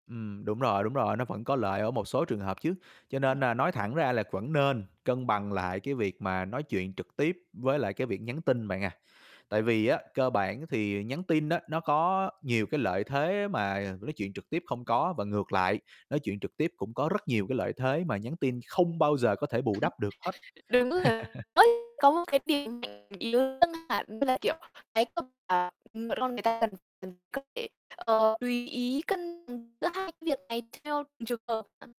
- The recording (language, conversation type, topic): Vietnamese, podcast, Bạn cân bằng giữa trò chuyện trực tiếp và nhắn tin như thế nào?
- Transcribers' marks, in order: laugh; distorted speech; unintelligible speech; laugh; unintelligible speech; unintelligible speech; unintelligible speech